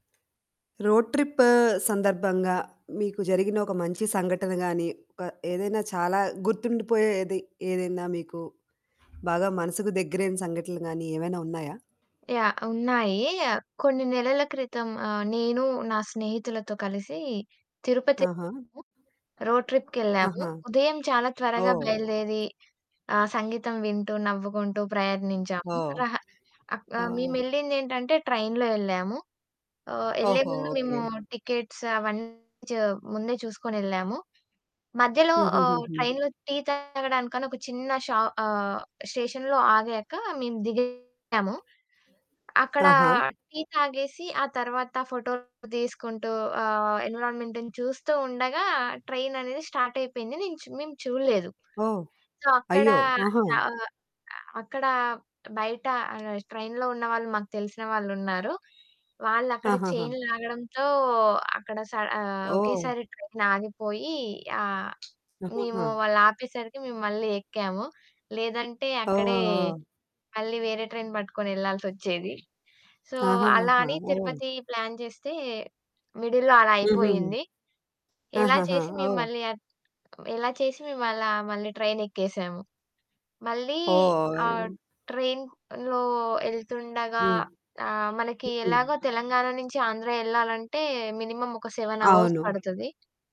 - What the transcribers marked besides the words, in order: other background noise; static; in English: "రోడ్ ట్రిప్"; distorted speech; in English: "రోడ్ ట్రిప్‌కెళ్ళాము"; in English: "ట్రైన్‌లో"; in English: "టికెట్స్"; in English: "ట్రైన్‌లో"; in English: "స్టేషన్‌లో"; in English: "సో"; in English: "ట్రైన్‌లో"; in English: "చెయిన్"; tapping; in English: "ట్రైన్"; in English: "సో"; in English: "ప్లాన్"; in English: "మిడిల్‌లో"; in English: "ట్రైన్‌లో"; in English: "మినిమమ్"; in English: "సెవెన్ అవర్స్"
- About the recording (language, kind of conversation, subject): Telugu, podcast, రోడ్ ట్రిప్‌లో మీకు జరిగిన ఒక ముచ్చటైన సంఘటనను చెప్పగలరా?